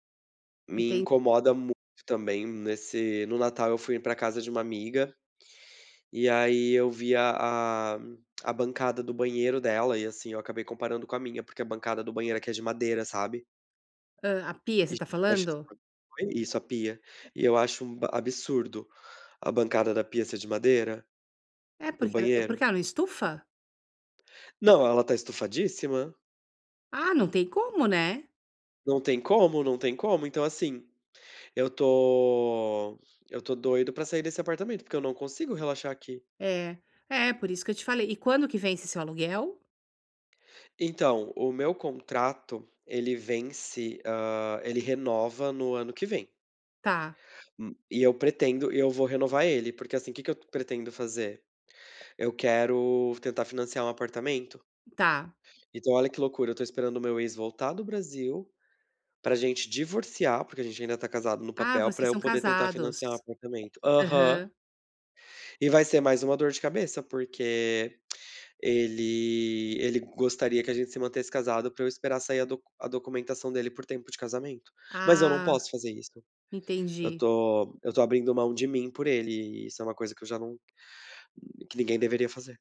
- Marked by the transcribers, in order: unintelligible speech; unintelligible speech; tapping
- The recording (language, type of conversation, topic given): Portuguese, advice, Como posso realmente desligar e relaxar em casa?